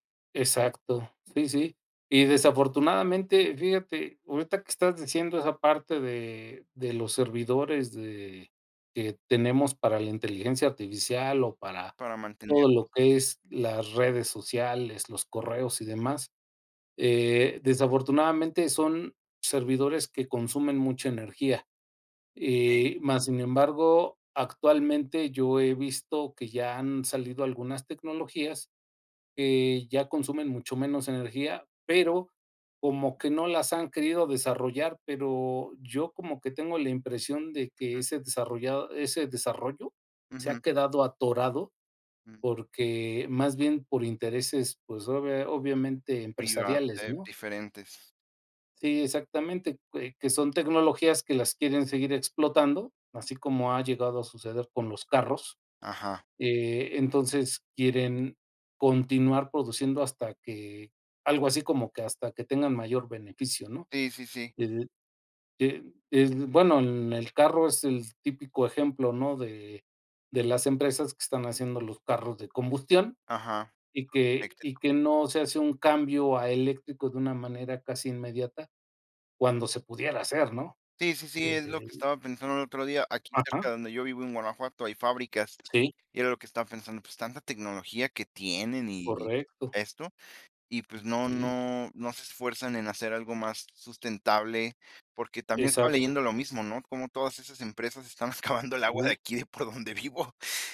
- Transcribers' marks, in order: other background noise; tapping; laughing while speaking: "excavando el agua de aquí de por donde vivo"
- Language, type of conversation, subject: Spanish, unstructured, ¿Cómo crees que la tecnología ha mejorado tu vida diaria?